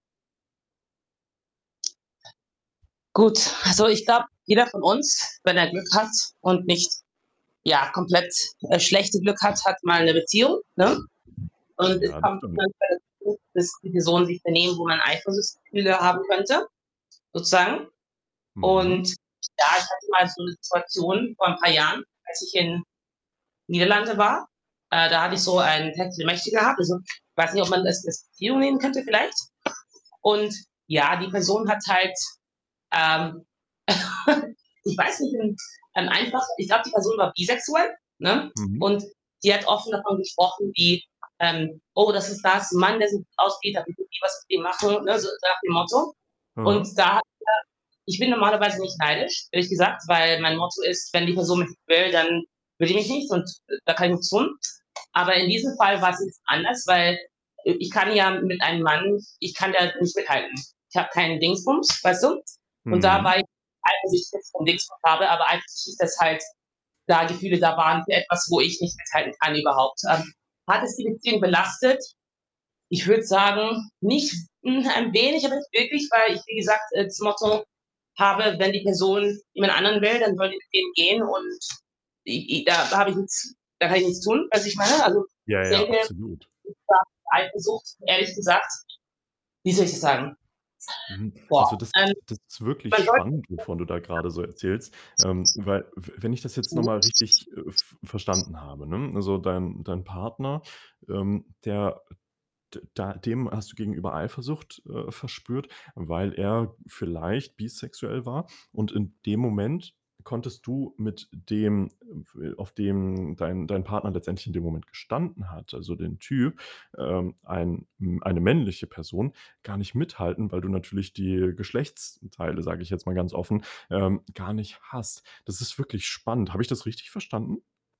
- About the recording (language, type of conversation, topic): German, advice, Wie kann ich mit Eifersuchtsgefühlen umgehen, die meine Beziehung belasten?
- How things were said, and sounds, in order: other background noise; distorted speech; unintelligible speech; laugh; unintelligible speech; unintelligible speech; unintelligible speech; unintelligible speech; unintelligible speech